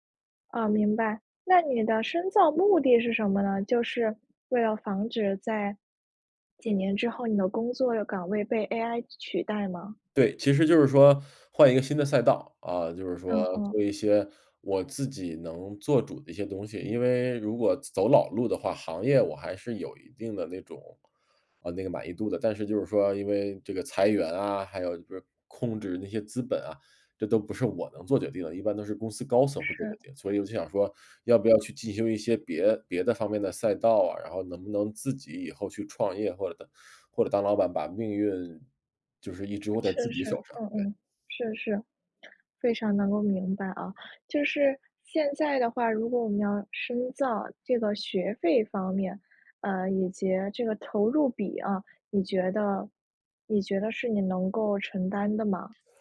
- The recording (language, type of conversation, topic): Chinese, advice, 我该选择进修深造还是继续工作？
- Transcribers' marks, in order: other noise